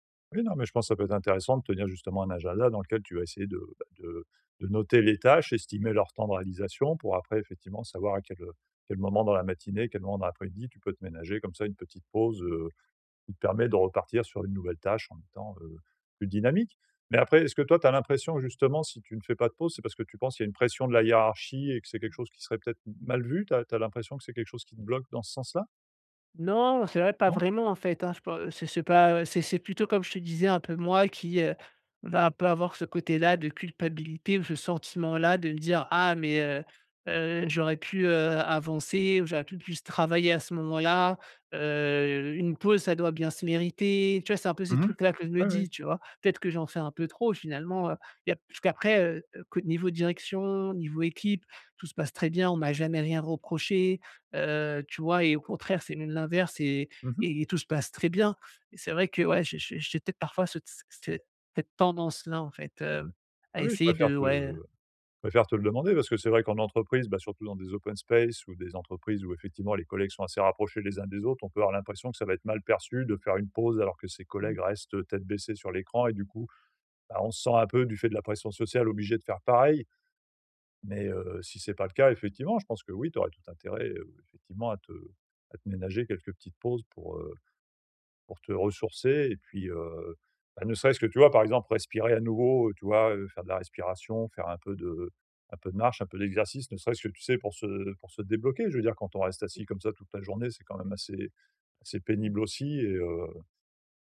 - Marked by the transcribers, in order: tapping
- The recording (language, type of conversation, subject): French, advice, Comment faire des pauses réparatrices qui boostent ma productivité sur le long terme ?